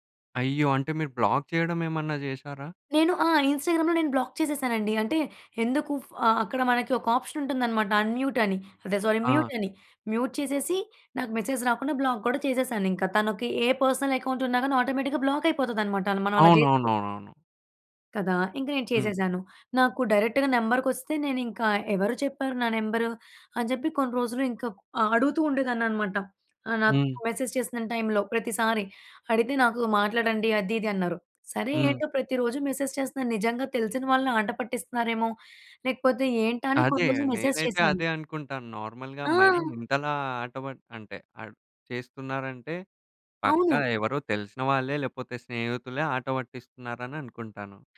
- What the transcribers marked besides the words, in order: in English: "బ్లాక్"; in English: "ఇంస్టాగ్రామ్‌లో"; in English: "బ్లాక్"; in English: "ఆప్షన్"; in English: "అన్‍మ్యూట్"; in English: "సారీ మ్యూట్"; in English: "మ్యూట్"; in English: "మెసేజ్"; in English: "బ్లాక్"; in English: "పర్సనల్ అకౌంట్"; in English: "ఆటోమేటిక్‌గా బ్లాక్"; in English: "డైరెక్ట్‌గా"; in English: "మెసేజ్"; in English: "టైంలో"; in English: "మెసేజ్"; in English: "మెసేజ్"; in English: "నార్మల్‌గా"
- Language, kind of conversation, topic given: Telugu, podcast, ఆన్‌లైన్‌లో పరిచయమైన మిత్రులను ప్రత్యక్షంగా కలవడానికి మీరు ఎలా సిద్ధమవుతారు?